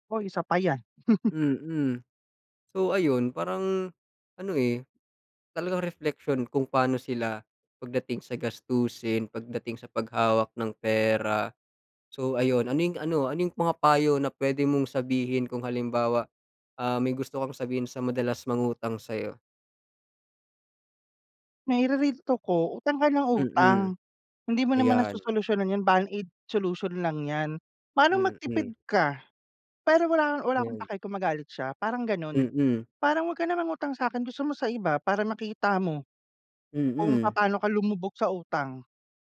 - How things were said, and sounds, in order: chuckle
- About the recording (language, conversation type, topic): Filipino, unstructured, Ano ang saloobin mo sa mga taong palaging humihiram ng pera?